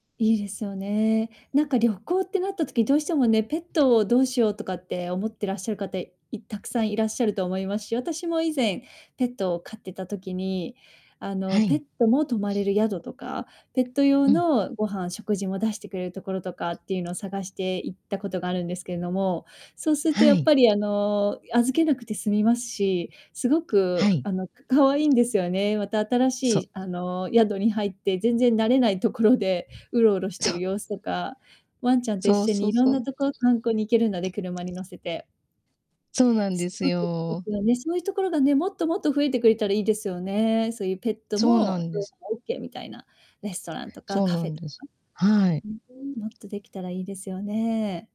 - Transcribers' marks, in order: other background noise; distorted speech; unintelligible speech; static; tapping
- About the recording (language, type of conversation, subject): Japanese, unstructured, 家族と旅行に行くなら、どこに行きたいですか？
- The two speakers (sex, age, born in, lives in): female, 40-44, Japan, United States; female, 50-54, Japan, Japan